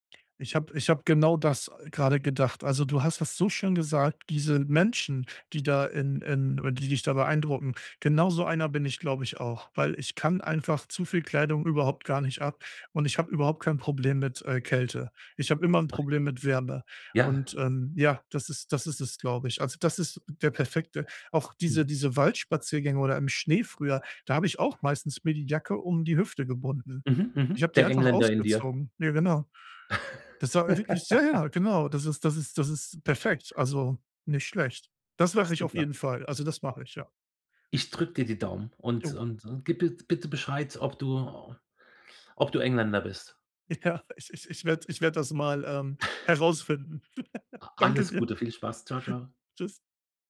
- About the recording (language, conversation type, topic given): German, advice, Wie kann ich mich an ein neues Klima und Wetter gewöhnen?
- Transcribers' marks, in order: unintelligible speech; laugh; other background noise; laughing while speaking: "Ja"; chuckle; laugh; laughing while speaking: "Danke dir"